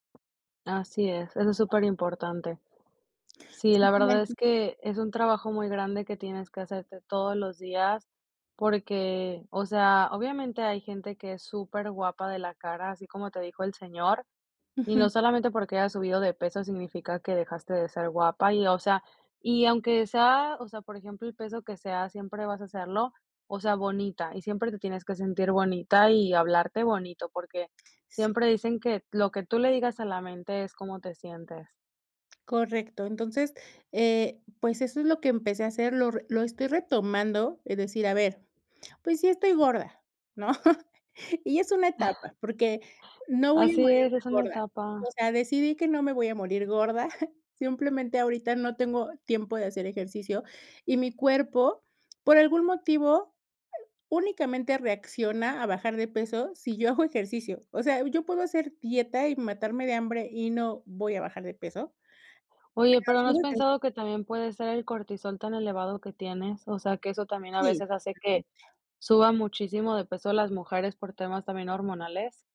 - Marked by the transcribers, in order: tapping; other background noise; chuckle; chuckle; unintelligible speech
- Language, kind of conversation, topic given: Spanish, podcast, ¿Qué pequeños cambios recomiendas para empezar a aceptarte hoy?